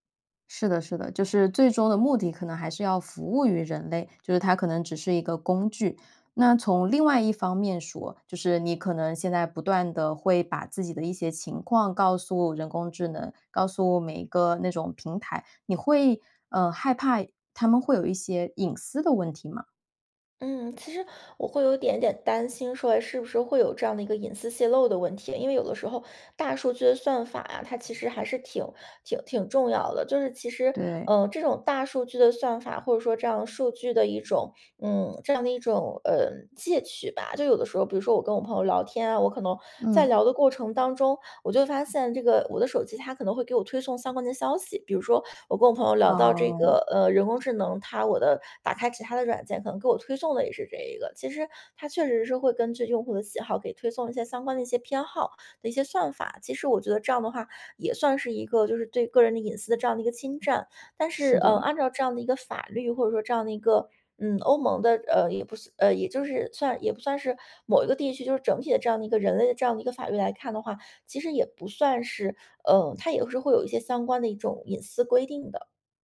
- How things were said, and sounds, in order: other background noise
- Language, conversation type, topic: Chinese, podcast, 你如何看待人工智能在日常生活中的应用？